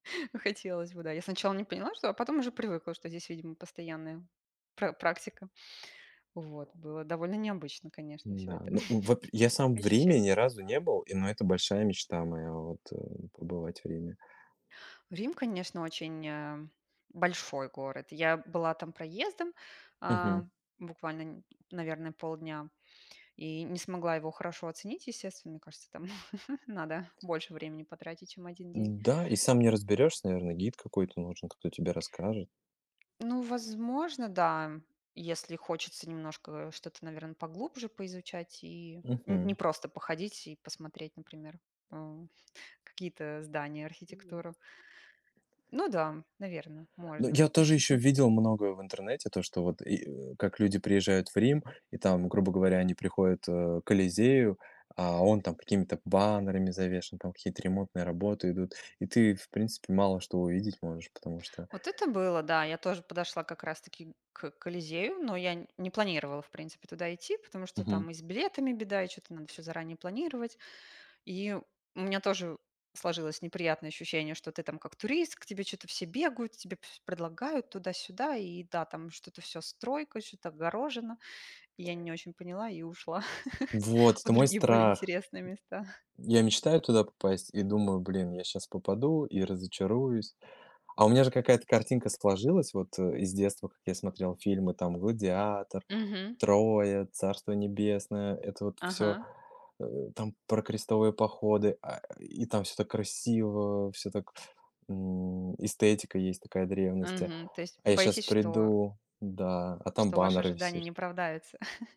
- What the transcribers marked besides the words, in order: tapping; chuckle; chuckle; other noise; chuckle; chuckle; other background noise; "висит" said as "висирт"; laugh
- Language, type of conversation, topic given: Russian, unstructured, Как твоё хобби помогает тебе расслабиться или отвлечься?